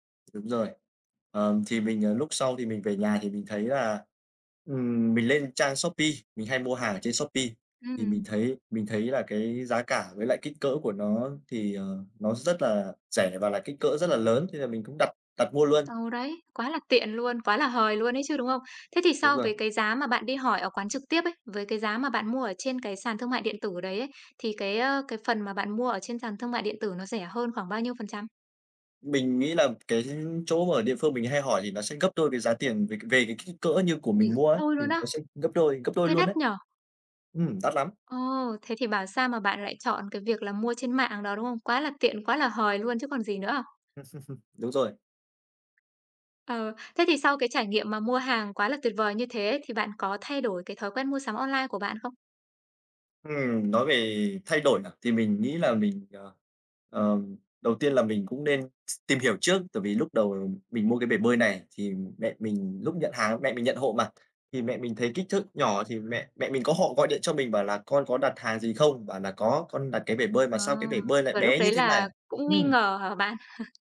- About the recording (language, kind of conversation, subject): Vietnamese, podcast, Bạn có thể kể về lần mua sắm trực tuyến khiến bạn ấn tượng nhất không?
- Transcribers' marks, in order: tapping; "đôi" said as "thôi"; other background noise; laugh; laugh